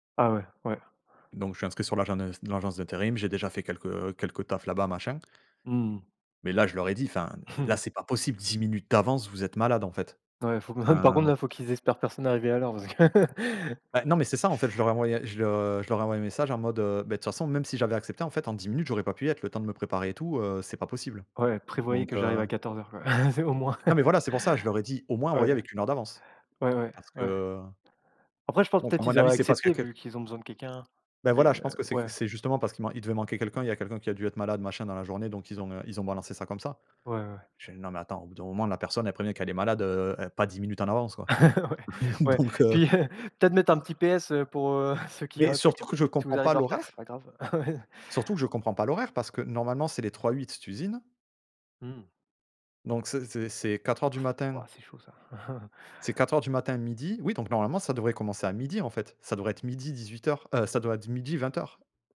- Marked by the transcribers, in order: chuckle; other background noise; chuckle; chuckle; chuckle; laughing while speaking: "Ouais, ouais, puis, heu"; laughing while speaking: "donc heu"; laughing while speaking: "ouais"; chuckle
- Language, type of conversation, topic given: French, unstructured, Comment gérez-vous le temps passé devant les écrans au quotidien ?